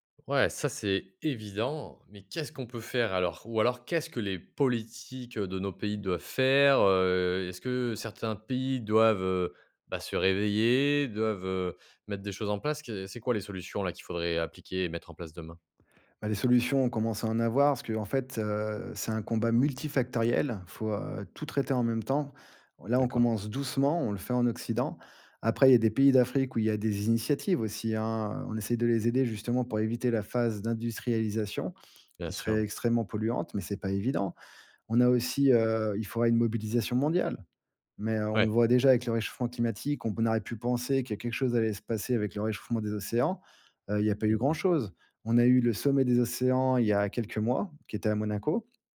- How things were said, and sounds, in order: other background noise
- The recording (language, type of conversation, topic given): French, podcast, Peux-tu nous expliquer le cycle de l’eau en termes simples ?